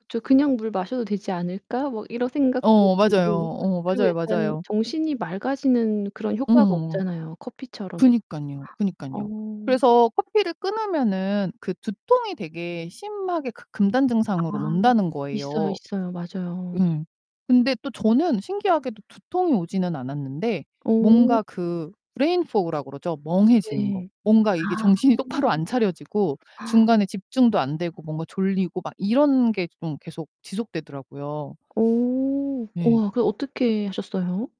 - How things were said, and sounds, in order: tapping; distorted speech; gasp; other background noise; gasp
- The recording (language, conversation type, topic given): Korean, podcast, 평소 하던 루틴을 일부러 깨고 새로운 시도를 해본 경험이 있나요?